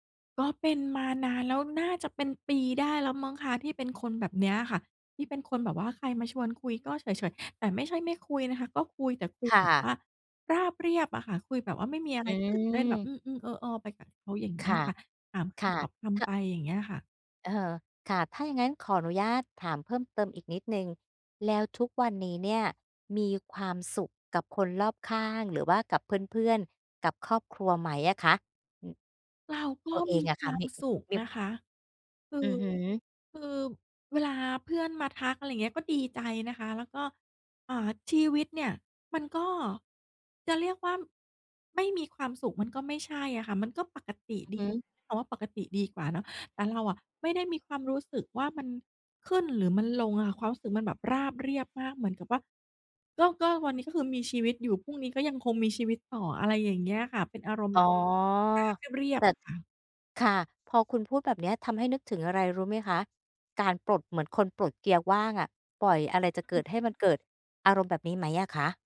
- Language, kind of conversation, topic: Thai, advice, ทำไมฉันถึงรู้สึกชาทางอารมณ์ ไม่มีความสุข และไม่ค่อยรู้สึกผูกพันกับคนอื่น?
- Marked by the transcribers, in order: other background noise; unintelligible speech